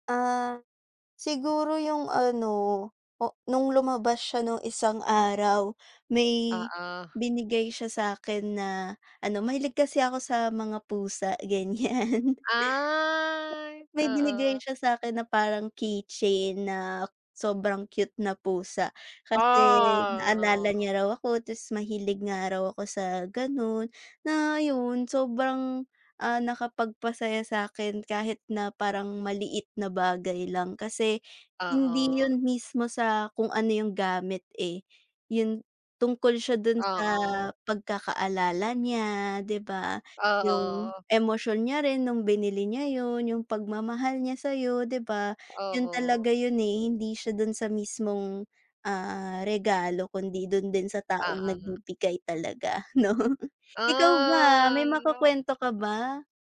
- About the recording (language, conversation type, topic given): Filipino, unstructured, Ano ang maliliit na bagay na nagpapasaya sa’yo sa isang relasyon?
- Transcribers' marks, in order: laughing while speaking: "ganyan"; unintelligible speech; laughing while speaking: "no"; drawn out: "Ah"